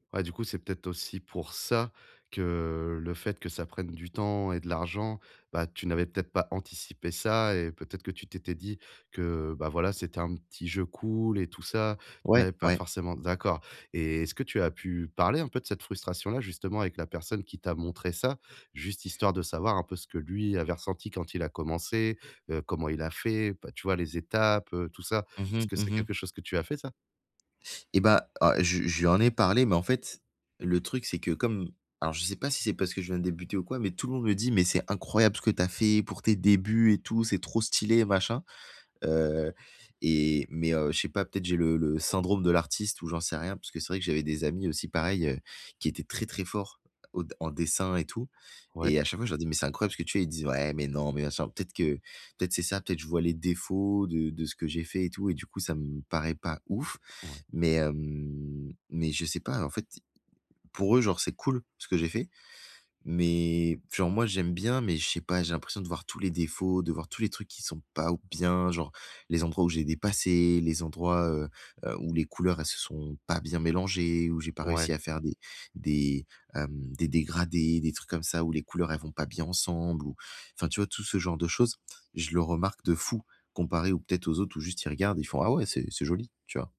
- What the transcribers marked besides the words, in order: tapping
- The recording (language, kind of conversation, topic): French, advice, Comment apprendre de mes erreurs sans me décourager quand j’ai peur d’échouer ?